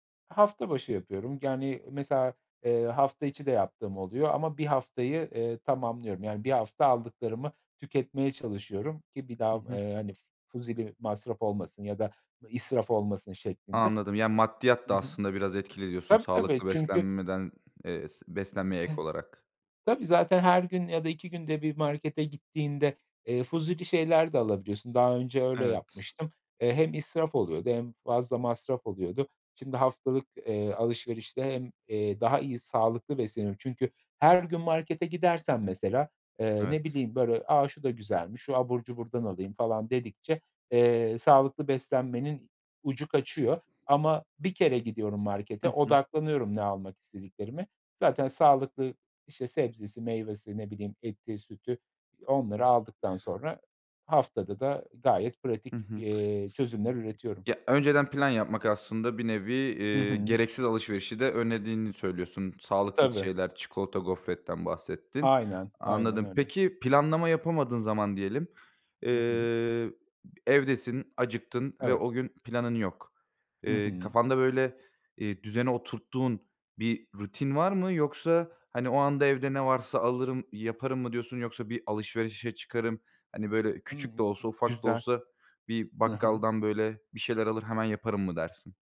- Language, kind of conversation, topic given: Turkish, podcast, Sağlıklı beslenmek için pratik ipuçları nelerdir?
- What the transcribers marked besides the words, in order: other background noise; tapping; other noise